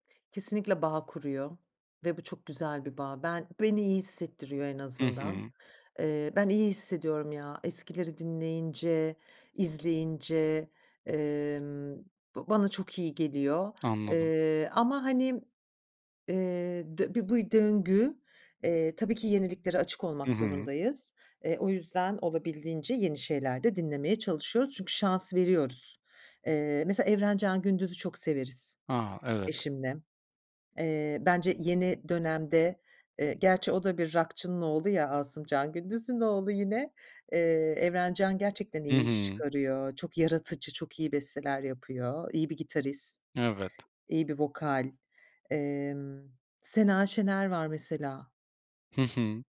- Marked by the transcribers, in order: none
- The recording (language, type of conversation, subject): Turkish, podcast, Sence müzik zevkleri zaman içinde neden değişir?